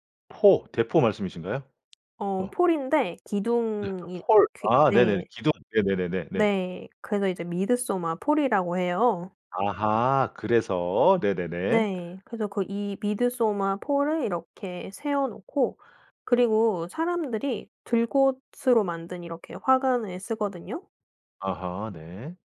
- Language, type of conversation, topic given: Korean, podcast, 고향에서 열리는 축제나 행사를 소개해 주실 수 있나요?
- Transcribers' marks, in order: none